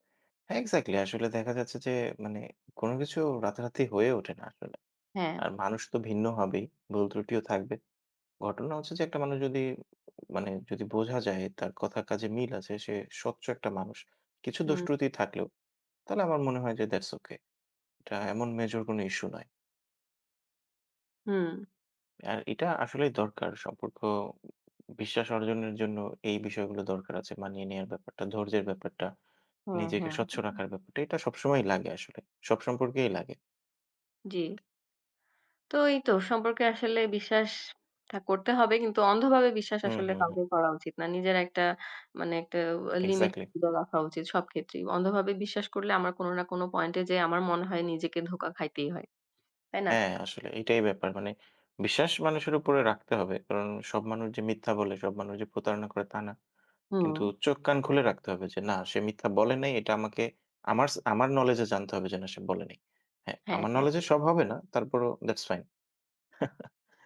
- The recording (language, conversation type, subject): Bengali, unstructured, সম্পর্কে বিশ্বাস কেন এত গুরুত্বপূর্ণ বলে তুমি মনে করো?
- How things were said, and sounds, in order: "স্বচ্ছ" said as "স্বচচ"; tapping; chuckle